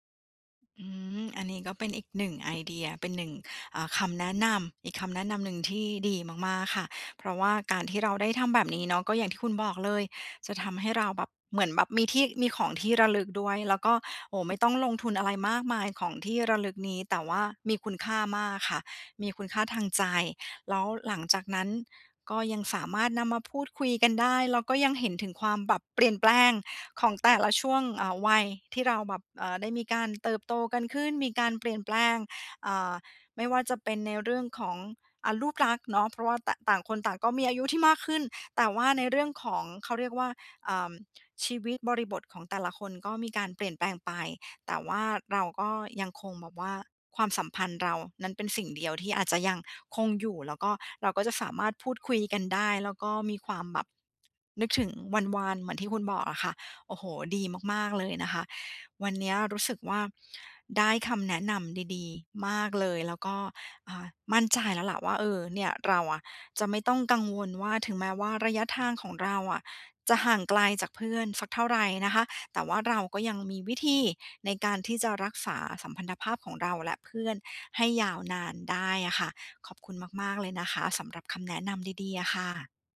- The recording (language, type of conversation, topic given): Thai, advice, ทำอย่างไรให้รักษาและสร้างมิตรภาพให้ยืนยาวและแน่นแฟ้นขึ้น?
- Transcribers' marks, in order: none